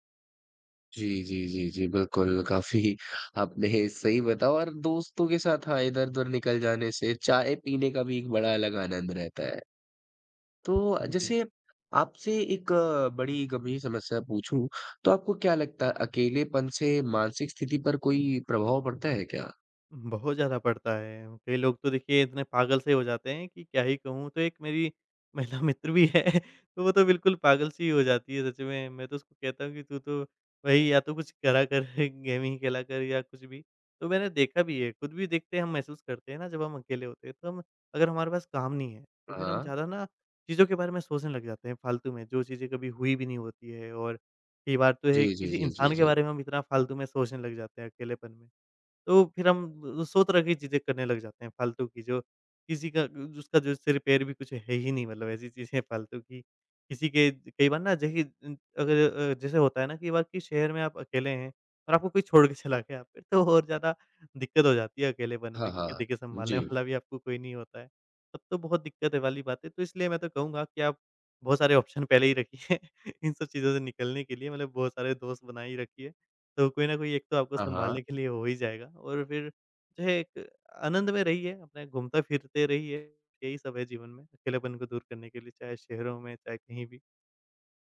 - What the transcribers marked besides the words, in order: laughing while speaking: "काफ़ी आपने"; tapping; laughing while speaking: "महिला मित्र भी हैं"; laughing while speaking: "कर"; in English: "गेमिंग"; laughing while speaking: "चीज़ें"; laughing while speaking: "चला गया फिर"; in English: "ऑप्शन"; laughing while speaking: "रखिए"
- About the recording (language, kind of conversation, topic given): Hindi, podcast, शहर में अकेलापन कम करने के क्या तरीके हो सकते हैं?